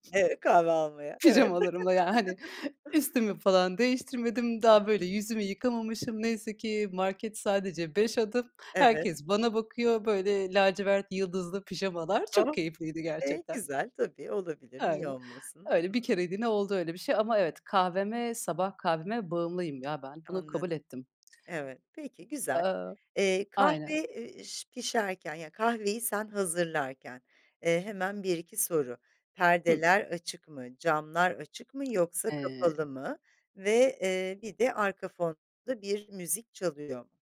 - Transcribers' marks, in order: other background noise; chuckle; tapping
- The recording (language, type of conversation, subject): Turkish, podcast, Evde huzurlu bir sabah yaratmak için neler yaparsın?